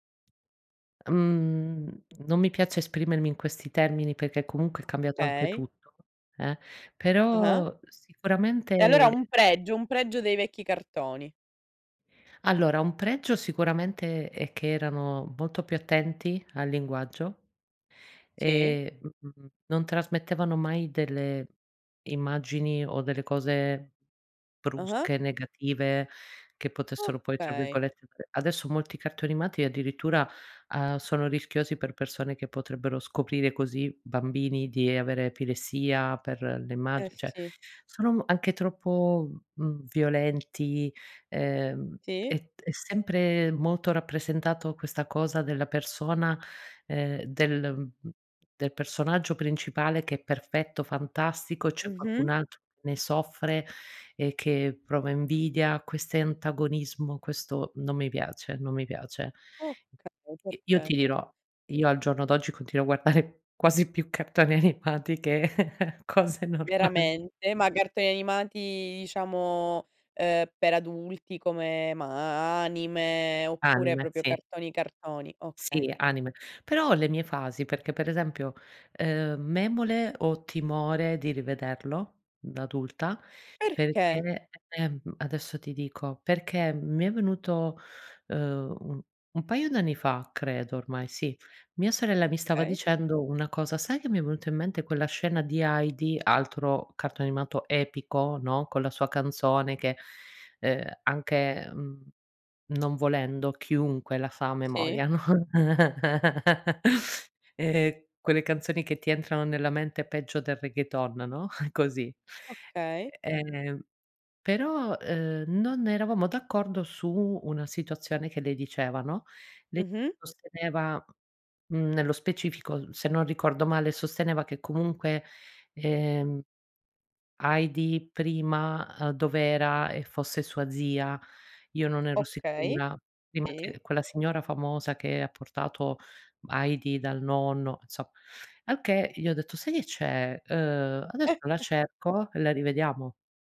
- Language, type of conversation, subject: Italian, podcast, Hai una canzone che ti riporta subito all'infanzia?
- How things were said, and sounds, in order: tapping; other background noise; "cioè" said as "ceh"; inhale; laughing while speaking: "animati che cose normali"; chuckle; drawn out: "anime"; chuckle; chuckle; chuckle